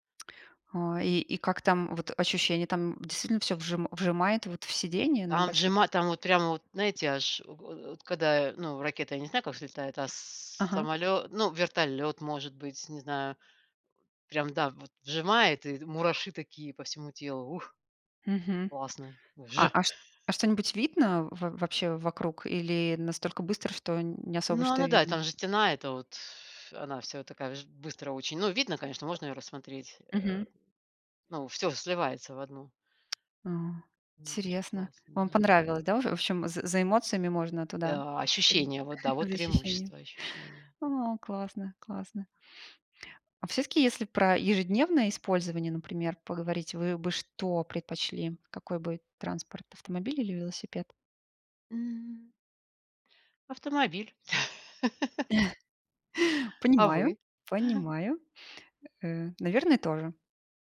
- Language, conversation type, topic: Russian, unstructured, Какой вид транспорта вам удобнее: автомобиль или велосипед?
- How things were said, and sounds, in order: lip smack; tapping; chuckle; chuckle; laugh; chuckle; chuckle